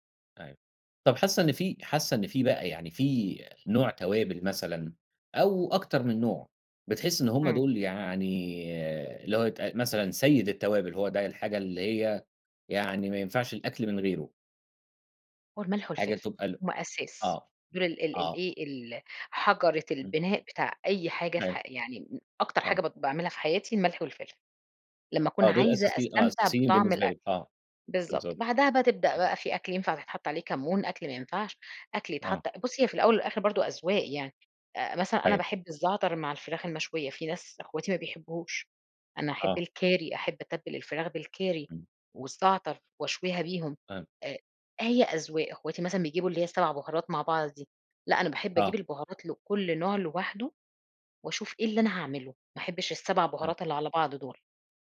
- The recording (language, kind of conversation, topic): Arabic, podcast, إيه أكتر توابل بتغيّر طعم أي أكلة وبتخلّيها أحلى؟
- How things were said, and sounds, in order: none